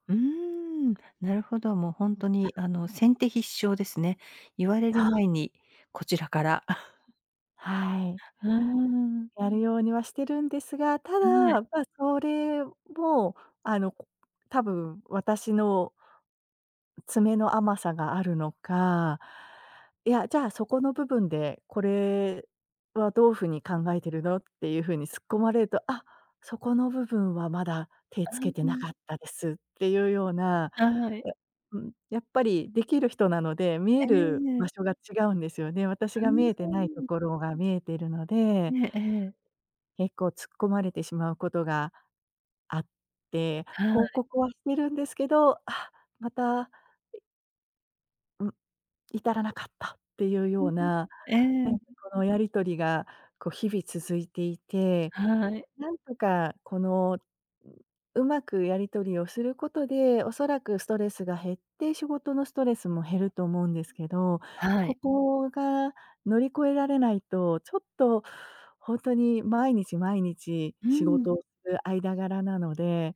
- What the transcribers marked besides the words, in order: other background noise; chuckle; tapping
- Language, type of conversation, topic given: Japanese, advice, 上司が交代して仕事の進め方が変わり戸惑っていますが、どう対処すればよいですか？